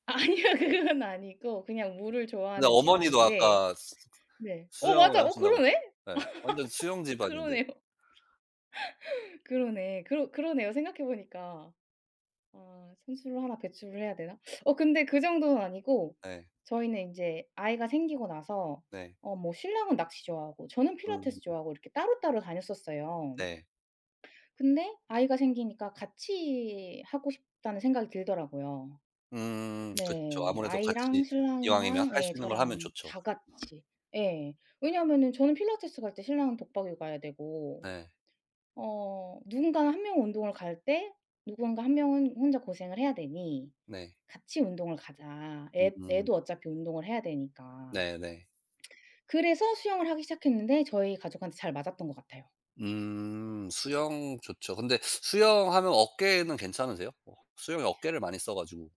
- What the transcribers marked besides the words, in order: laughing while speaking: "아니에요. 그거는"; other background noise; tapping; laugh
- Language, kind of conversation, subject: Korean, unstructured, 운동을 꾸준히 하는 것이 정말 중요하다고 생각하시나요?